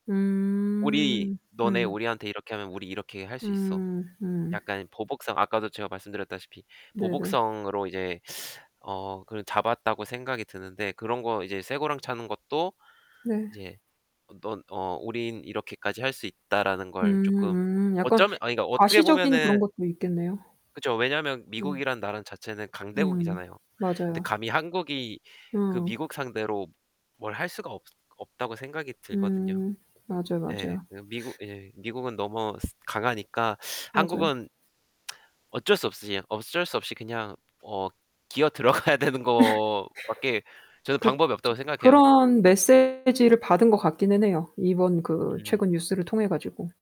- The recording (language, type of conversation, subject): Korean, unstructured, 최근 뉴스 중에서 가장 기억에 남는 사건은 무엇인가요?
- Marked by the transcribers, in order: teeth sucking; tapping; lip smack; laughing while speaking: "들어가야"; laugh; distorted speech